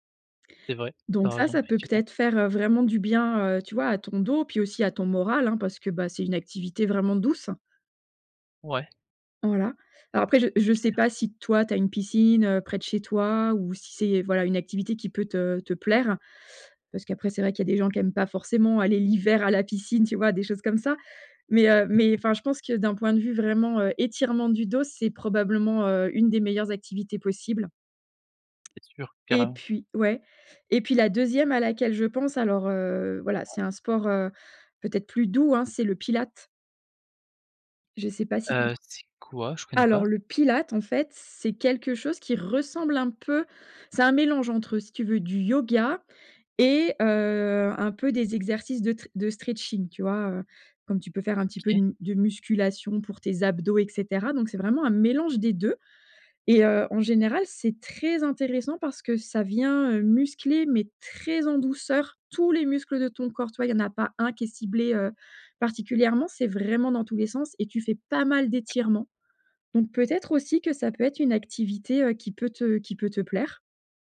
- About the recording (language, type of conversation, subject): French, advice, Quelle activité est la plus adaptée à mon problème de santé ?
- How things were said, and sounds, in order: tapping; other noise; stressed: "ressemble"; stressed: "très"; stressed: "très"; stressed: "tous"